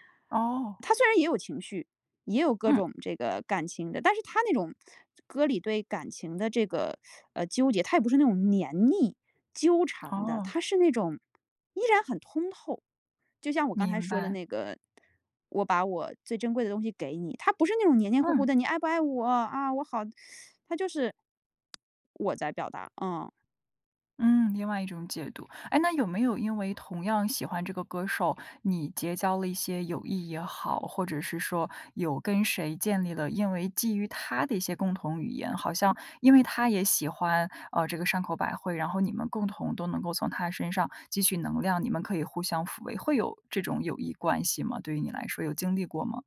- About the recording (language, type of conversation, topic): Chinese, podcast, 你最喜欢的歌手是谁？为什么喜欢他/她？
- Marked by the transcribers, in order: teeth sucking; teeth sucking; other background noise